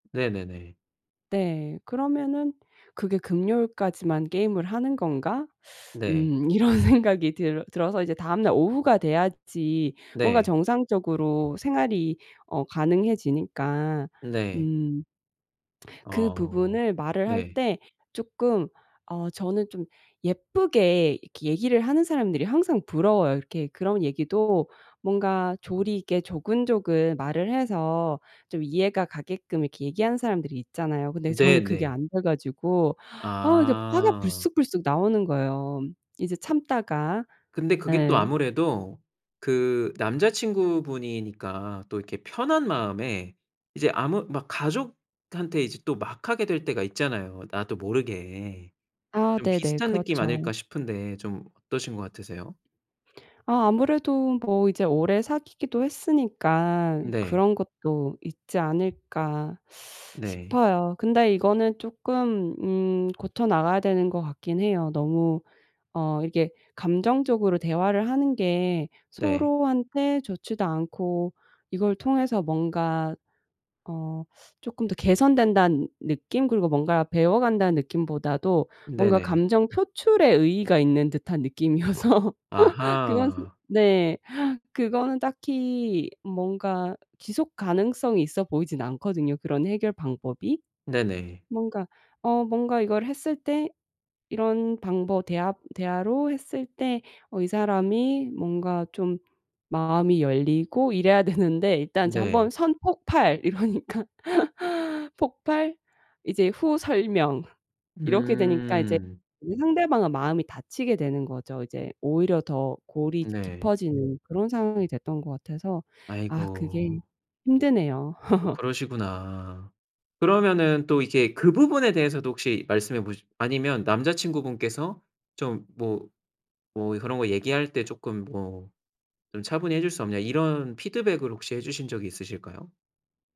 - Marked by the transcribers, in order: teeth sucking; laughing while speaking: "이런 생각이"; other background noise; teeth sucking; laughing while speaking: "느낌이어서"; laugh; laughing while speaking: "되는데"; laughing while speaking: "이러니까"; laugh; laugh
- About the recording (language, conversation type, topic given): Korean, advice, 자주 다투는 연인과 어떻게 대화하면 좋을까요?